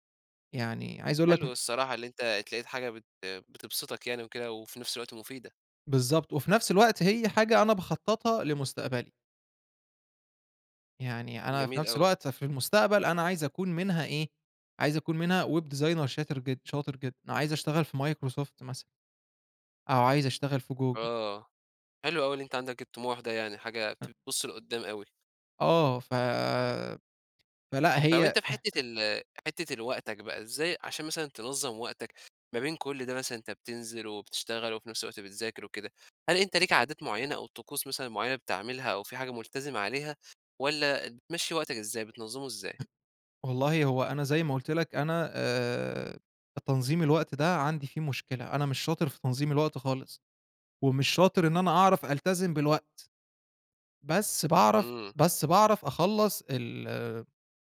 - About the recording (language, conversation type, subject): Arabic, podcast, إزاي بتوازن بين استمتاعك اليومي وخططك للمستقبل؟
- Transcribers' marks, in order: in English: "web designer"; tapping; chuckle; other background noise; unintelligible speech